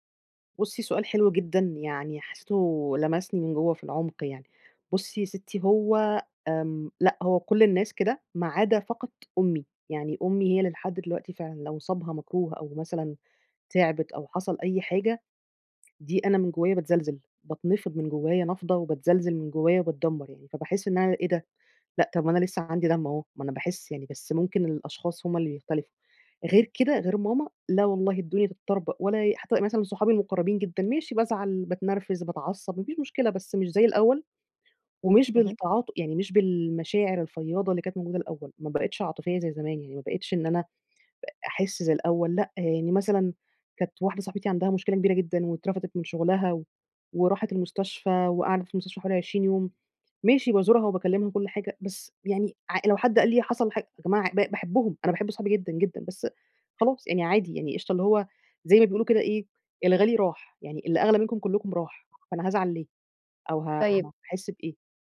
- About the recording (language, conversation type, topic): Arabic, advice, هو إزاي بتوصف إحساسك بالخدر العاطفي أو إنك مش قادر تحس بمشاعرك؟
- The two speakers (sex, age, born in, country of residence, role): female, 30-34, Egypt, Portugal, advisor; female, 30-34, United Arab Emirates, Egypt, user
- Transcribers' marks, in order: tapping